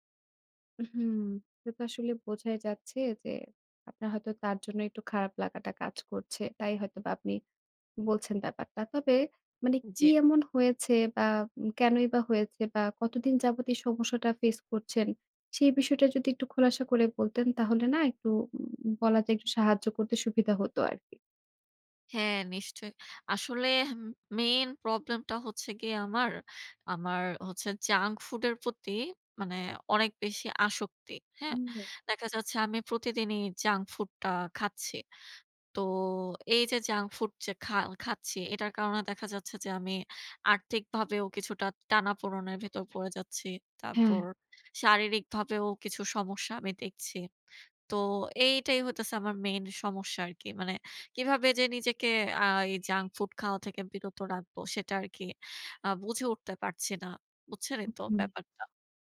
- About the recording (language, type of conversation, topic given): Bengali, advice, জাঙ্ক ফুড থেকে নিজেকে বিরত রাখা কেন এত কঠিন লাগে?
- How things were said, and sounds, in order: in English: "junk food"; in English: "জাঙ্ক"; horn